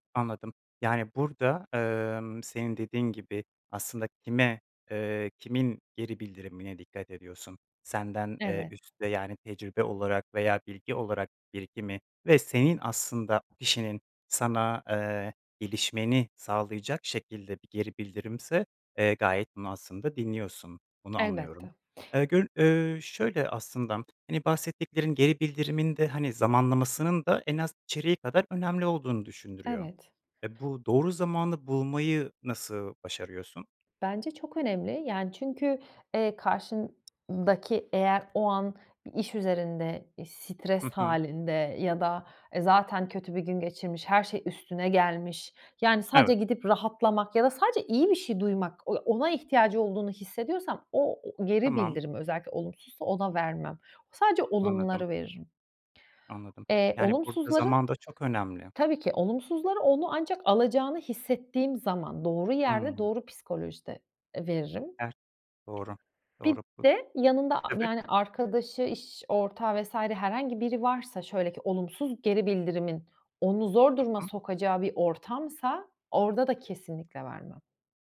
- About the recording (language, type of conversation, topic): Turkish, podcast, Geri bildirim verirken nelere dikkat edersin?
- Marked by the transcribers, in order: other background noise; tapping